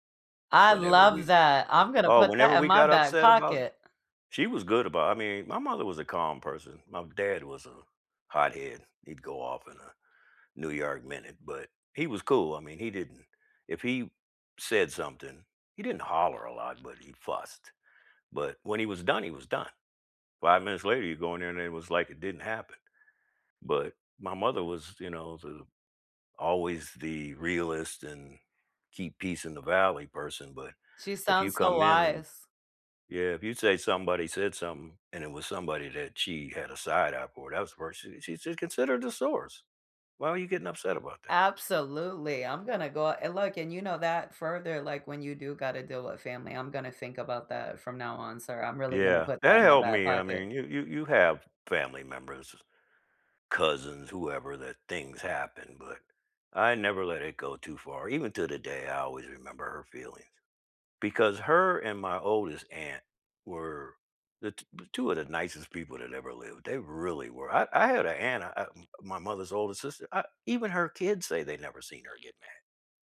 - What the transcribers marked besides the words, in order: other background noise
- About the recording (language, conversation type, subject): English, unstructured, Have you ever shared a story about someone who passed away that made you smile?
- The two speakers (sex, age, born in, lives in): female, 35-39, United States, United States; male, 65-69, United States, United States